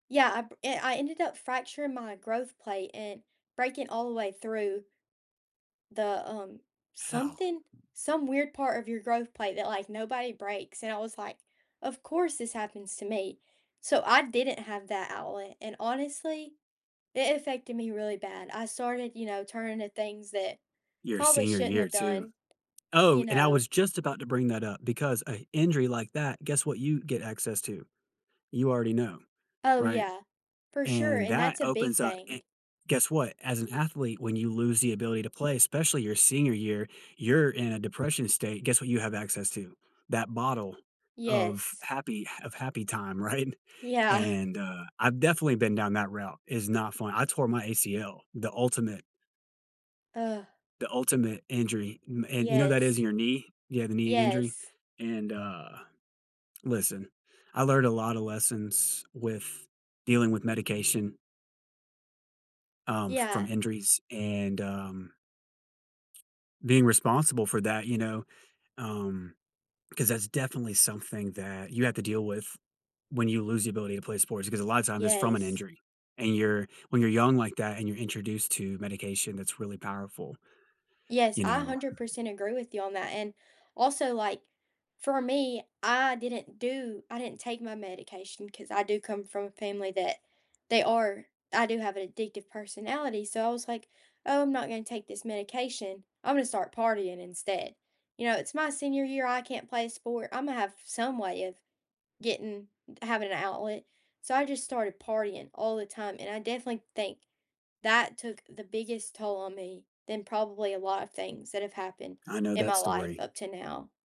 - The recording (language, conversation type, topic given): English, unstructured, What is the emotional toll of not being able to play sports?
- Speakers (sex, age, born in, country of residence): female, 20-24, United States, United States; male, 30-34, United States, United States
- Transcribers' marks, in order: other background noise; tapping; laughing while speaking: "Right?"; laughing while speaking: "Yeah"; chuckle